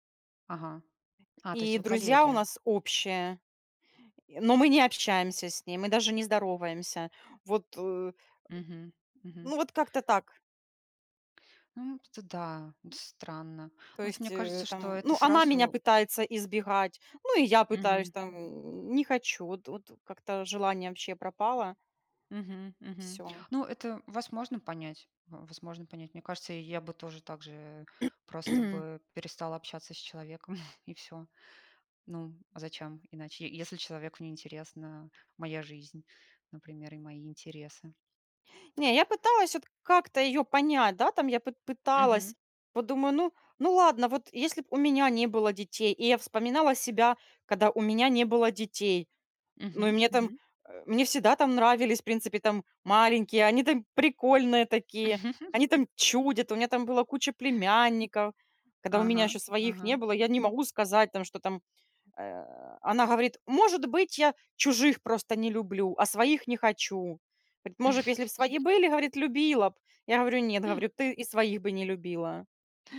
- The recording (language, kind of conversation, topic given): Russian, unstructured, Как вы относитесь к дружбе с людьми, которые вас не понимают?
- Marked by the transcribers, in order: tapping; grunt; throat clearing; chuckle; laugh; grunt; chuckle